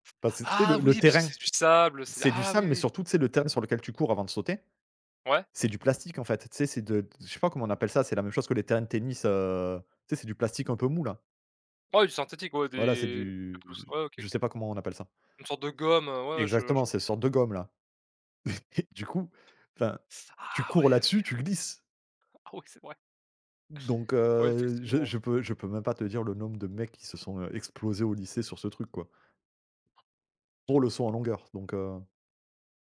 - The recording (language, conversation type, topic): French, unstructured, Que penses-tu du sport en groupe ?
- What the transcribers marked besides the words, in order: tapping; laughing while speaking: "Et et"; drawn out: "heu"; other background noise